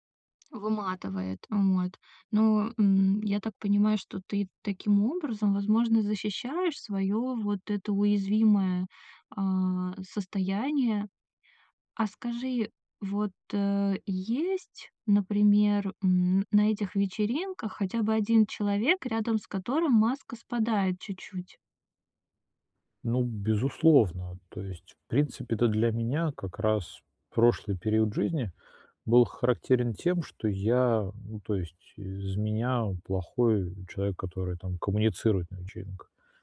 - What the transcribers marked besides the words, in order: other background noise
- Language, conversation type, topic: Russian, advice, Как перестать бояться быть собой на вечеринках среди друзей?